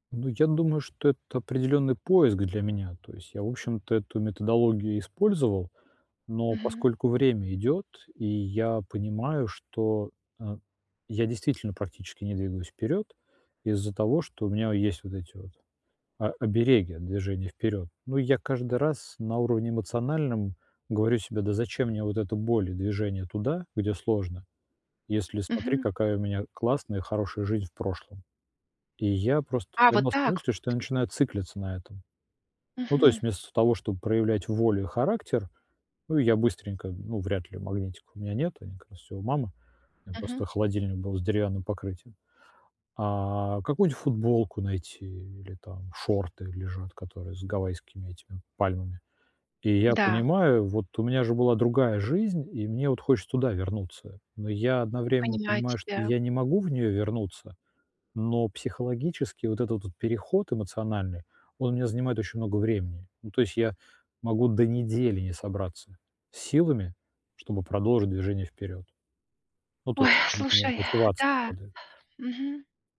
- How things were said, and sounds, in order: sad: "Ой, слушай, да"
- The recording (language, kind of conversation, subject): Russian, advice, Как отпустить эмоциональную привязанность к вещам без чувства вины?